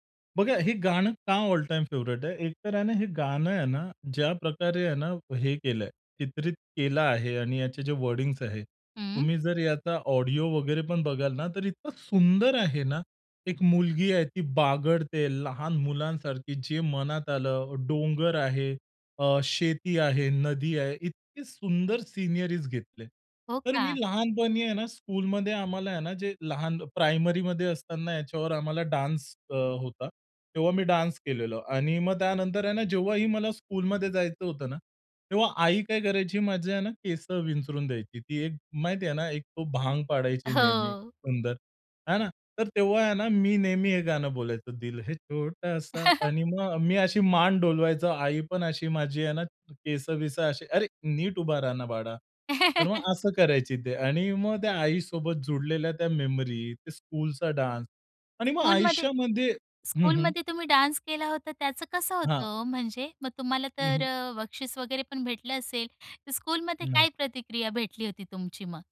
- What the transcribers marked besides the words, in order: in English: "ऑल टाईम फेव्हरेट"; in English: "वर्डिंग्स"; in English: "ऑडिओ"; joyful: "तर इतकं सुंदर आहे ना"; in English: "सीनियरीज"; "सिनरीज" said as "सीनियरीज"; in English: "स्कूलमध्ये"; in English: "डान्स"; in English: "डान्स"; in English: "स्कूलमध्ये"; laughing while speaking: "हो"; singing: "दिल है छोटासा"; chuckle; chuckle; in English: "स्कूलचा डान्स"; in English: "स्कूलमध्ये स्कूलमध्ये"; in English: "डान्स"; in English: "स्कूलमध्ये"
- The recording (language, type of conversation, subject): Marathi, podcast, एक गाणं जे तुला सांत्वन देतं, ते कोणतं आहे?